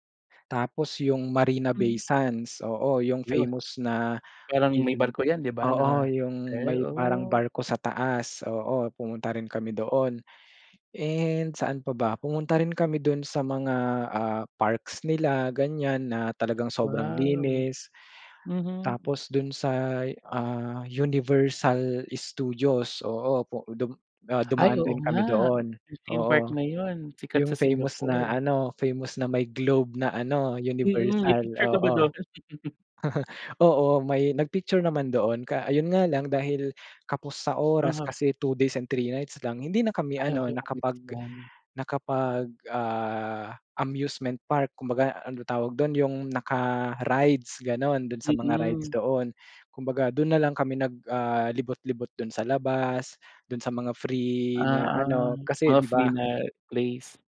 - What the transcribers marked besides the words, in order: "sa" said as "say"; chuckle; tapping
- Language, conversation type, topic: Filipino, podcast, Maaari mo bang ikuwento ang paborito mong karanasan sa paglalakbay?